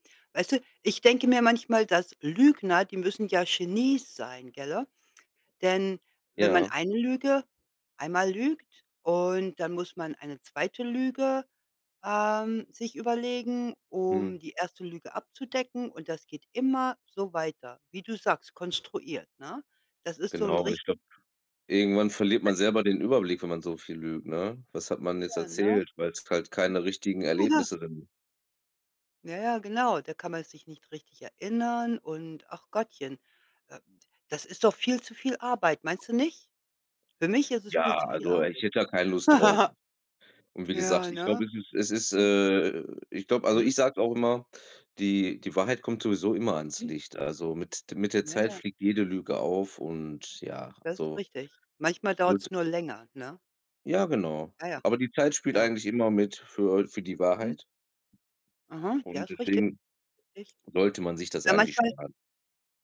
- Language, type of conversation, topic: German, unstructured, Wie wichtig ist Ehrlichkeit in einer Beziehung für dich?
- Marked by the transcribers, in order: tapping; unintelligible speech; other background noise; chuckle